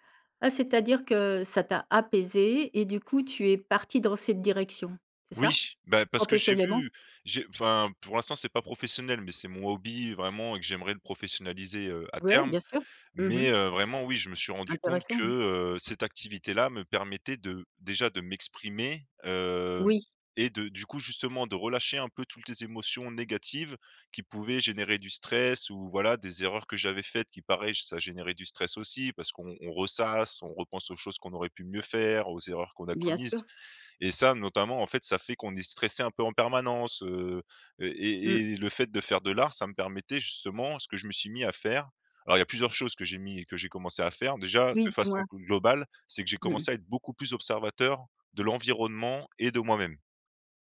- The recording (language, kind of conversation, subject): French, podcast, Qu’est-ce qui te calme le plus quand tu es stressé(e) ?
- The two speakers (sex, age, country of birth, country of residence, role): female, 55-59, France, France, host; male, 30-34, France, France, guest
- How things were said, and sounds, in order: stressed: "Oui"; other background noise; stressed: "m'exprimer"; "toutes" said as "toultes"